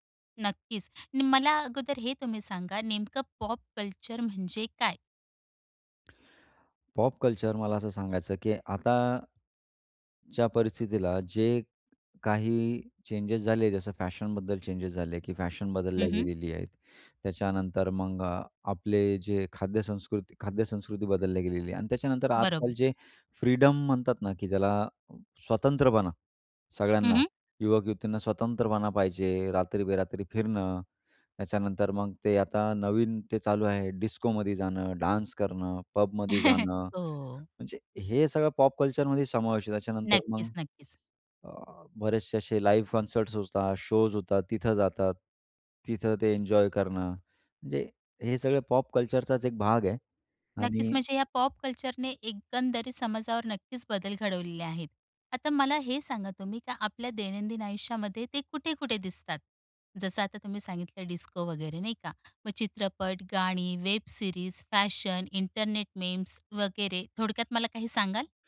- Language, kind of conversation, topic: Marathi, podcast, पॉप संस्कृतीने समाजावर कोणते बदल घडवून आणले आहेत?
- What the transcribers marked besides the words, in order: in English: "चेंजेस"; in English: "चेंजेस"; in English: "फ्रीडम"; in English: "डान्स"; chuckle; in English: "पबमध्ये"; in English: "लाइव्ह कंसर्ट्स"